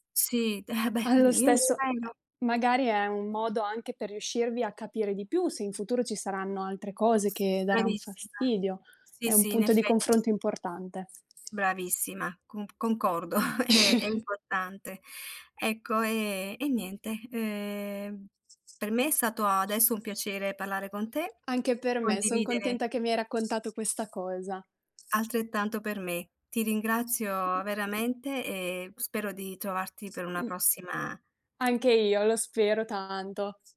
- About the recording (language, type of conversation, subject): Italian, unstructured, Qual è stato il momento più triste che hai vissuto con un parente?
- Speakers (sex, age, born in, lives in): female, 20-24, Italy, Italy; female, 55-59, Italy, Italy
- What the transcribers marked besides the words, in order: other background noise; chuckle; tapping